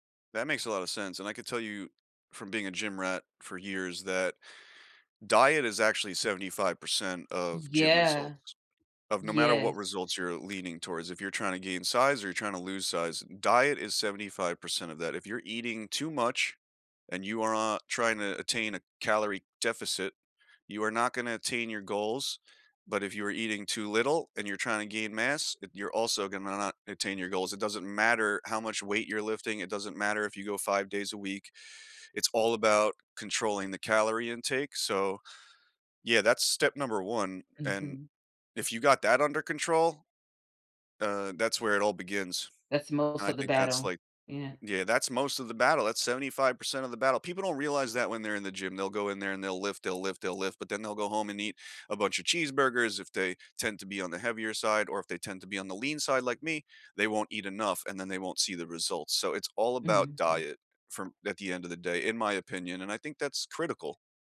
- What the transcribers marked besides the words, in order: tapping
- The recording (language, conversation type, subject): English, unstructured, How do you stay motivated to move regularly?